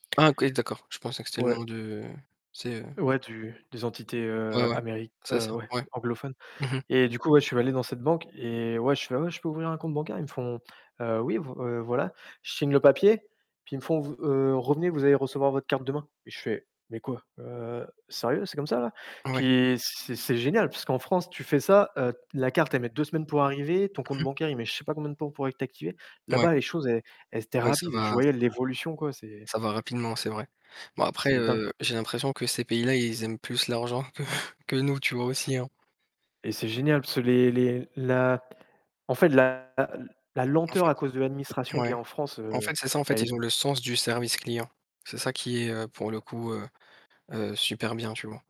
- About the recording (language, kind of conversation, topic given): French, unstructured, Penses-tu que les banques profitent trop de leurs clients ?
- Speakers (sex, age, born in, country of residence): male, 30-34, France, France; male, 30-34, France, France
- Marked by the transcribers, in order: static; distorted speech; chuckle; tapping